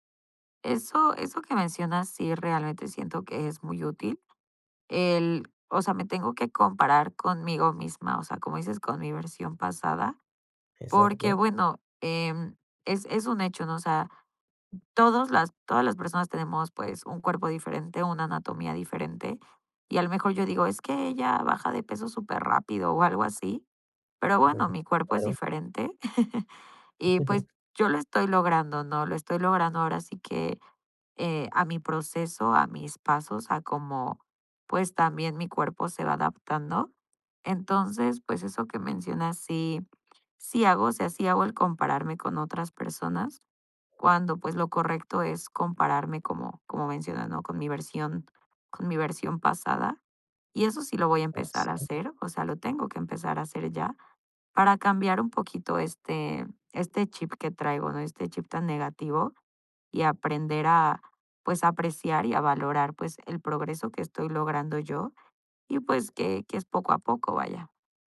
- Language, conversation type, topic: Spanish, advice, ¿Cómo puedo reconocer y valorar mi progreso cada día?
- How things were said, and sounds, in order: tapping; chuckle; other background noise; unintelligible speech